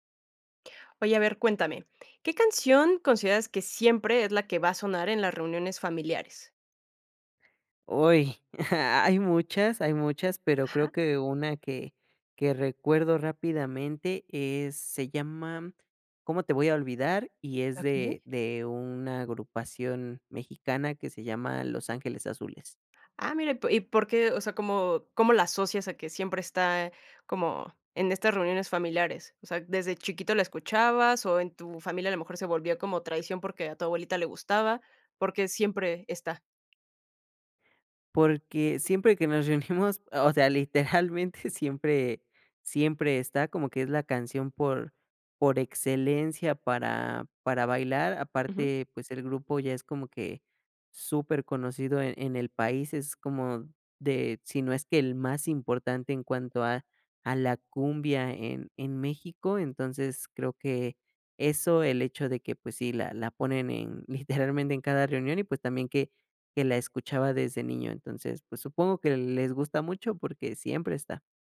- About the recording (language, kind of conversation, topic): Spanish, podcast, ¿Qué canción siempre suena en reuniones familiares?
- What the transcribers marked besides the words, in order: laughing while speaking: "o sea, literalmente siempre"; chuckle